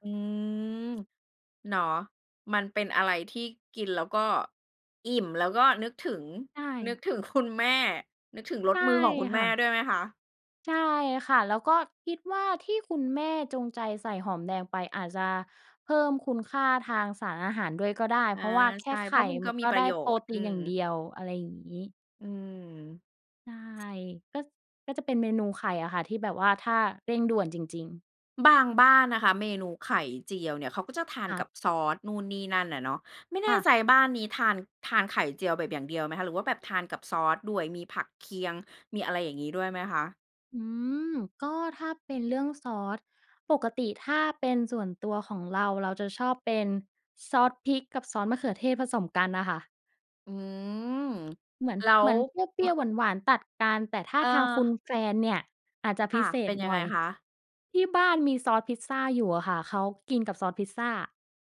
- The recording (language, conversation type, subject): Thai, podcast, คุณชอบทำอาหารมื้อเย็นเมนูไหนมากที่สุด แล้วมีเรื่องราวอะไรเกี่ยวกับเมนูนั้นบ้าง?
- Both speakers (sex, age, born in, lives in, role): female, 30-34, Thailand, Thailand, guest; female, 40-44, Thailand, Thailand, host
- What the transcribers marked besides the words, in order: laughing while speaking: "คุณ"